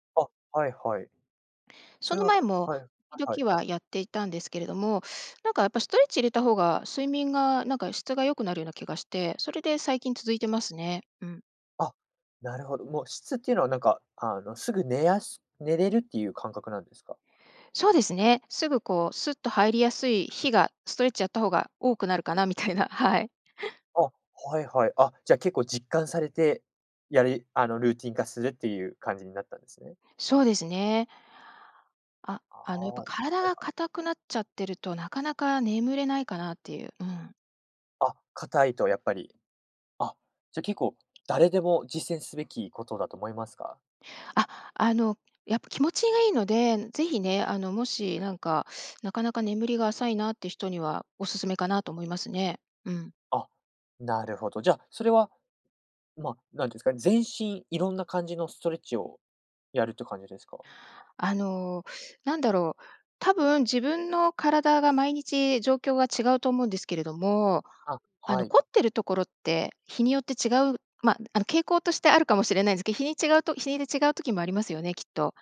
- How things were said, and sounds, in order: laughing while speaking: "みたいな、はい"
- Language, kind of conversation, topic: Japanese, podcast, 睡眠前のルーティンはありますか？